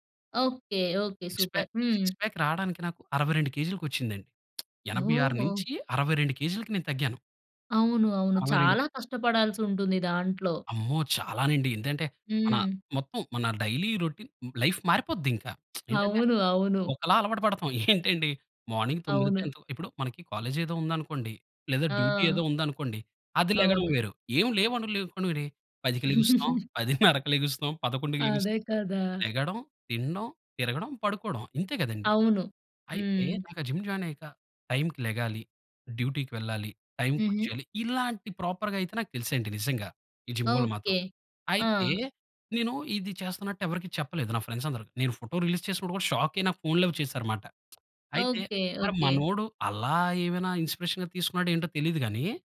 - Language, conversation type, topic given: Telugu, podcast, ముఖ్యమైన సంభాషణల విషయంలో ప్రభావకర్తలు బాధ్యత వహించాలి అని మీరు భావిస్తారా?
- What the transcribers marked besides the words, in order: in English: "సూపర్"; in English: "సిక్స్ పాక్, సిక్స్ పాక్"; lip smack; in English: "డైలీ రౌటీన్ లైఫ్"; lip smack; chuckle; in English: "మార్నింగ్"; in English: "డ్యూటీ"; chuckle; in English: "జిమ్ జాయిన్"; in English: "డ్యూటీకి"; in English: "ప్రాపర్‌గా"; in English: "జిమ్"; in English: "ఫ్రెండ్స్"; in English: "రిలీజ్"; in English: "షాక్"; lip smack; in English: "ఇన్‌స్పిరేషన్‌గా"